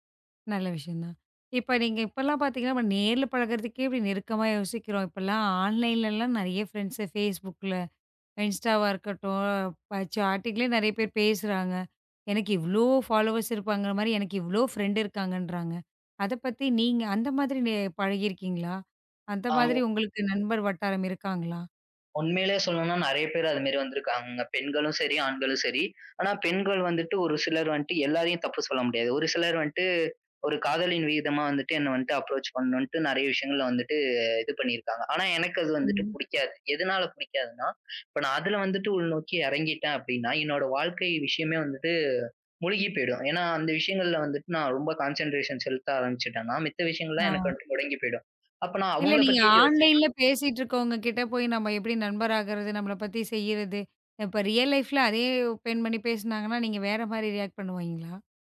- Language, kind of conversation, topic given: Tamil, podcast, புதிய நண்பர்களுடன் நெருக்கத்தை நீங்கள் எப்படிப் உருவாக்குகிறீர்கள்?
- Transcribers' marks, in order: in English: "ஆன்லைன்ல"; in English: "ஃப்ரண்ட்ஸ்.ஃபேஸ்புக்ல, இன்ஸ்டாவா"; in English: "சாட்டிங்ல"; in English: "ஃபாலோவர்ஸ்"; in English: "ஃப்ரண்ட்"; in English: "அப்ரோச்"; in English: "கான்சென்ட்ரேஷன்"; in English: "ஆன்லைன்ல"; other noise; in English: "ரியல் லைஃப்ல"; in English: "ரியேக்ட்"